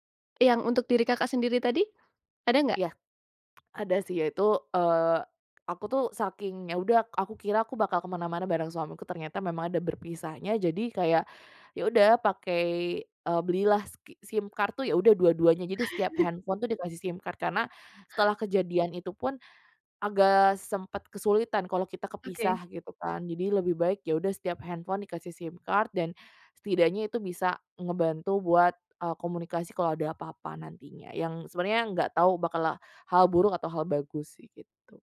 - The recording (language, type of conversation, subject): Indonesian, podcast, Pernahkah Anda tersesat di pasar tradisional?
- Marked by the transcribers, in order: tapping; other background noise; in English: "SIM card"; chuckle; in English: "handphone"; in English: "SIM card"; in English: "handphone"; in English: "SIM card"; "bakal" said as "bakala"